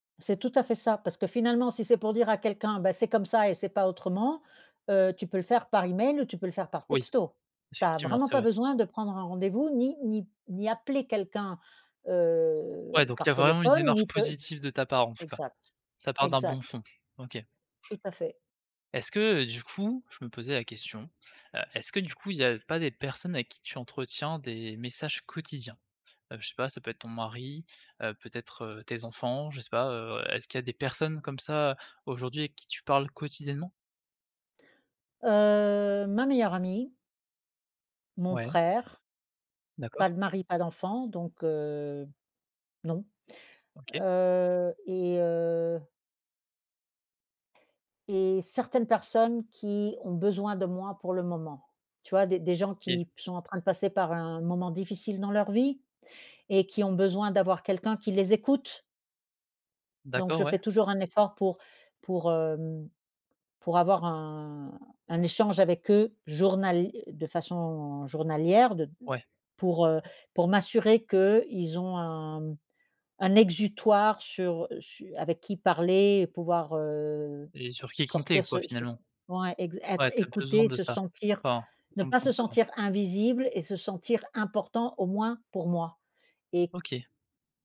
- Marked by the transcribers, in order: tapping; unintelligible speech
- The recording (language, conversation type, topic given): French, podcast, Comment choisis-tu entre un texto, un appel ou un e-mail pour parler à quelqu’un ?